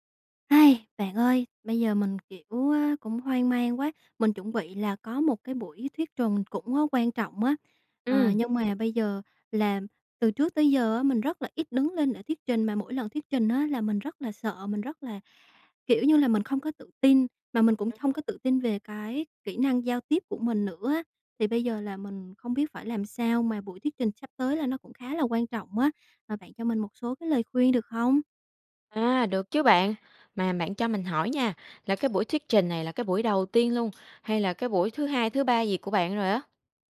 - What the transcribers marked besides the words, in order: sigh; tapping; unintelligible speech; other background noise
- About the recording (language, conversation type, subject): Vietnamese, advice, Làm thế nào để vượt qua nỗi sợ thuyết trình trước đông người?